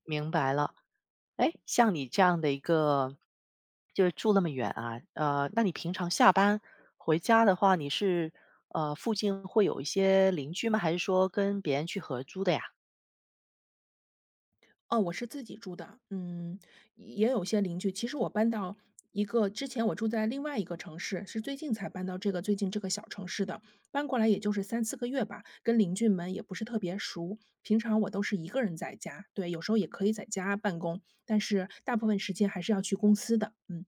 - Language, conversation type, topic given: Chinese, advice, 搬到新城市后感到孤单，应该怎么结交朋友？
- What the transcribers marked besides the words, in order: none